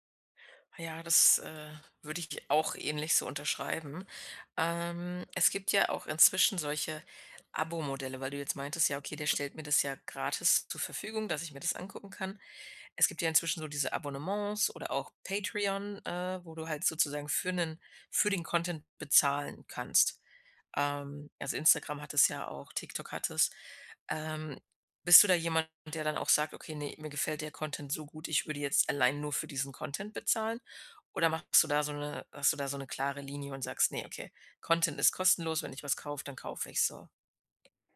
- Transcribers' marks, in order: in English: "Content"; in English: "Content"; in English: "Content"; other background noise
- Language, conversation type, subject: German, podcast, Was bedeutet Authentizität bei Influencern wirklich?